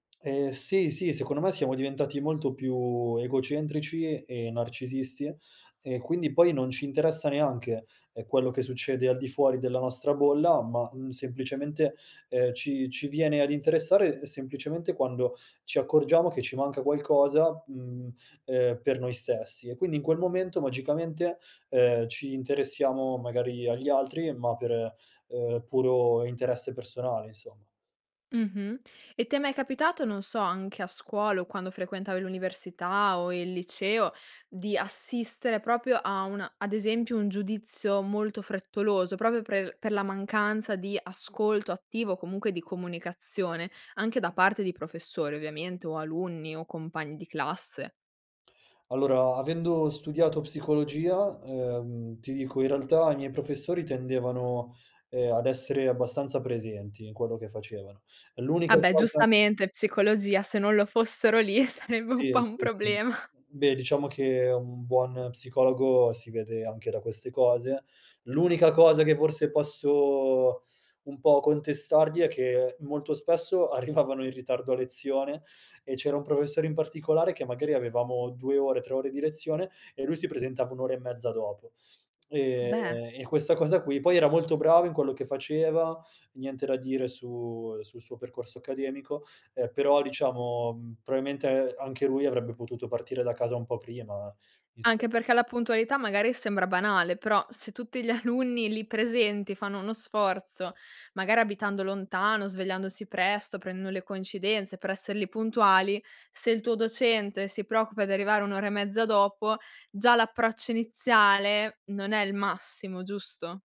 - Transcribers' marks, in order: tapping; "proprio" said as "propio"; laughing while speaking: "sarebbe un po' un problema"; chuckle; laughing while speaking: "alunni"
- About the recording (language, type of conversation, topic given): Italian, podcast, Che ruolo ha l'ascolto nel creare fiducia?